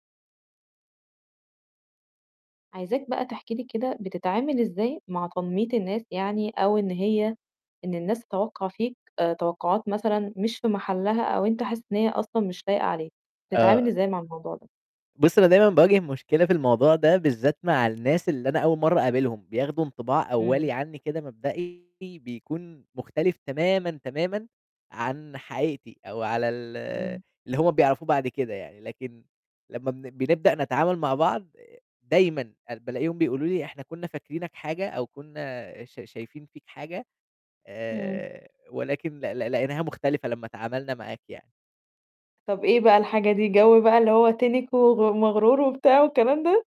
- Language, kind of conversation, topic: Arabic, podcast, إزاي بتتعاملوا مع تنميط الناس ليكم أو الأفكار الغلط اللي واخداها عنكم؟
- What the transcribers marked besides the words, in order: distorted speech